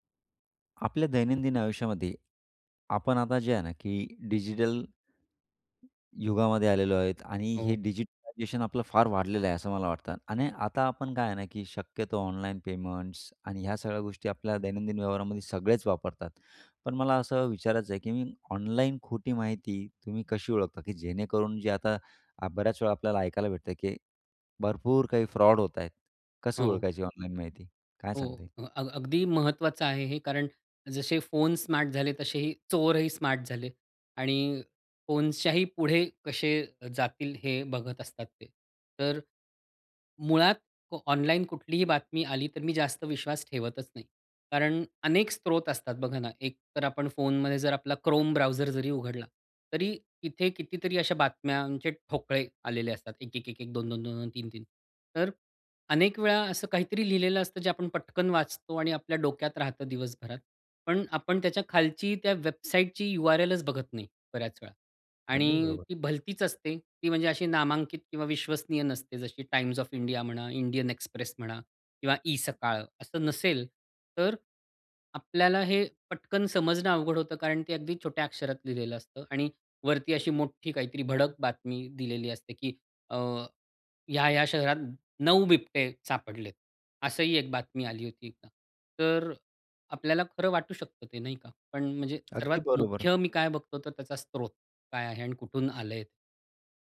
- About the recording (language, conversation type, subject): Marathi, podcast, ऑनलाइन खोटी माहिती तुम्ही कशी ओळखता?
- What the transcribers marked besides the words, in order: tapping; in English: "डिजिटलायझेशन"; other street noise